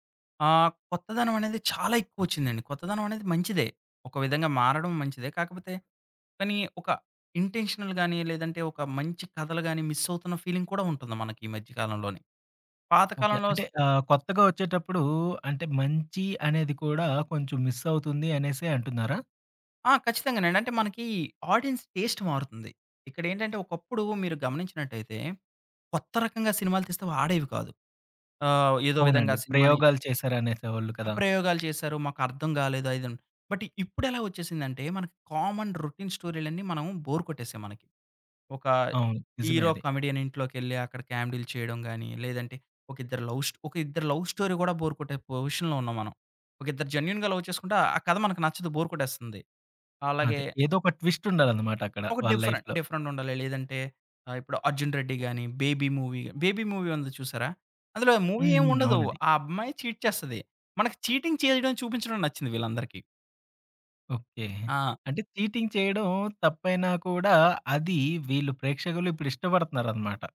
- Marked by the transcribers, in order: in English: "ఇంటెన్షనల్"; in English: "మిస్"; in English: "ఫీలింగ్"; tapping; in English: "మిస్"; in English: "ఆడియన్స్ టేస్ట్"; in English: "బట్"; in English: "కామన్ రొటీన్"; in English: "బోర్"; other background noise; in English: "కామెడీయన్"; in English: "లవ్"; in English: "లవ్ స్టోరీ"; in English: "బోర్"; in English: "పొజిషన్‌లో"; in English: "జెన్యూన్‌గా లవ్"; in English: "బోర్"; in English: "ట్విస్ట్"; in English: "డిఫరెంట్. డిఫరెంట్"; in English: "లైఫ్‌లో"; in English: "మూవీ"; in English: "మూవీ"; in English: "మూవీ"; in English: "చీట్"; in English: "చీటింగ్"; in English: "చీటింగ్"
- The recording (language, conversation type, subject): Telugu, podcast, సిరీస్‌లను వరుసగా ఎక్కువ ఎపిసోడ్‌లు చూడడం వల్ల కథనాలు ఎలా మారుతున్నాయని మీరు భావిస్తున్నారు?